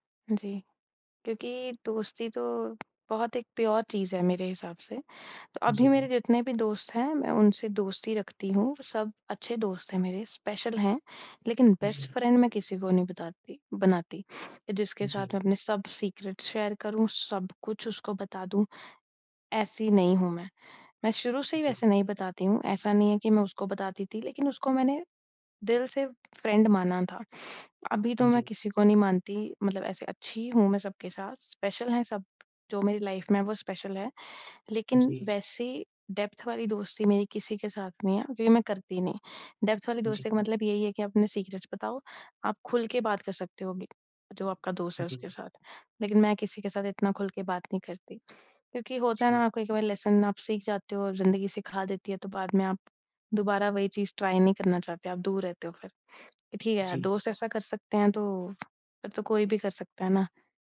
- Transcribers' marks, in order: tapping; in English: "प्योर"; in English: "स्पेशल"; in English: "बेस्ट फ्रेंड"; in English: "सीक्रेट शेयर"; in English: "फ्रेंड"; in English: "स्पेशल"; in English: "लाइफ़"; in English: "स्पेशल"; in English: "डेप्थ"; in English: "डेप्थ"; in English: "सीक्रेट्स"; in English: "लेसन"; in English: "ट्राई"
- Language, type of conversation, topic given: Hindi, unstructured, क्या झगड़े के बाद दोस्ती फिर से हो सकती है?